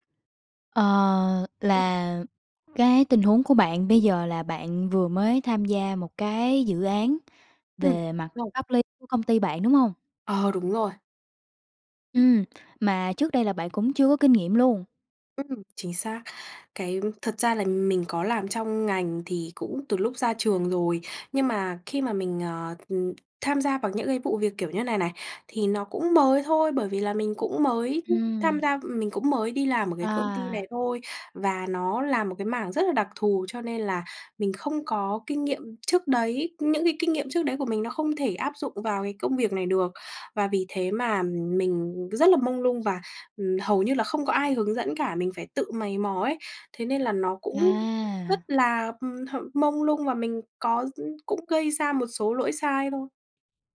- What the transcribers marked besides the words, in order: none
- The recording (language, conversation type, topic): Vietnamese, advice, Làm thế nào để lấy lại động lực sau một thất bại lớn trong công việc?